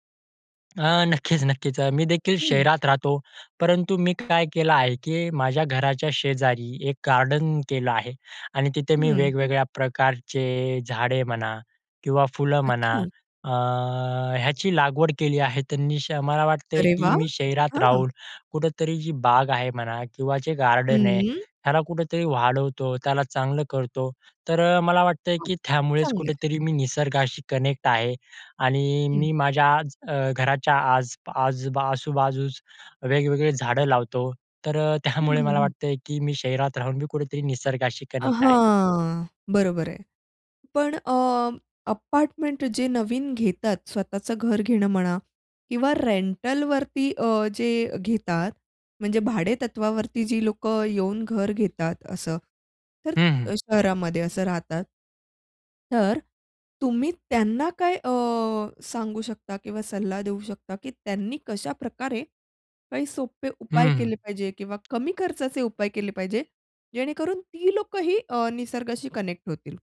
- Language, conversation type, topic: Marathi, podcast, शहरात राहून निसर्गाशी जोडलेले कसे राहता येईल याबद्दल तुमचे मत काय आहे?
- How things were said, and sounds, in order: laughing while speaking: "नक्कीच, नक्कीच"; other background noise; other noise; in English: "कनेक्ट"; in English: "कनेक्ट"; drawn out: "हां"; tapping; in English: "कनेक्ट"